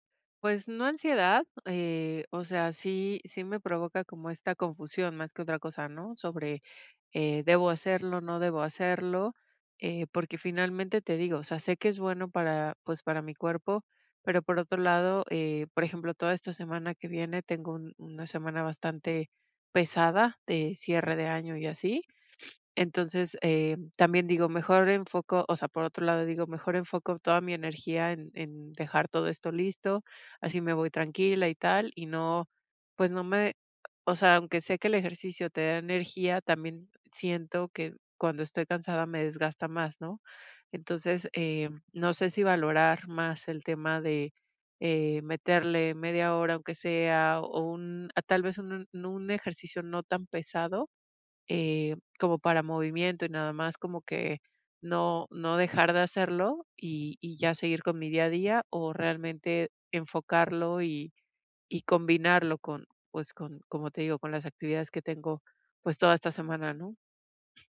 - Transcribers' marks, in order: other background noise
- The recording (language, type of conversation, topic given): Spanish, advice, ¿Cómo puedo superar el miedo y la procrastinación para empezar a hacer ejercicio?